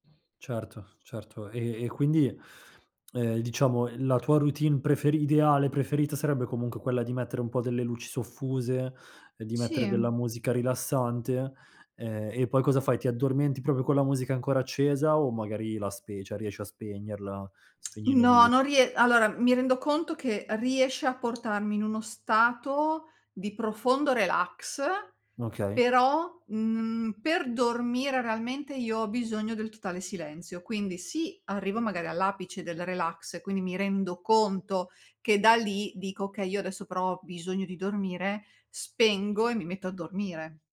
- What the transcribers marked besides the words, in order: "cioe" said as "ceh"; other background noise; tapping
- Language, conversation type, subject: Italian, podcast, Che ruolo ha il sonno nel tuo equilibrio mentale?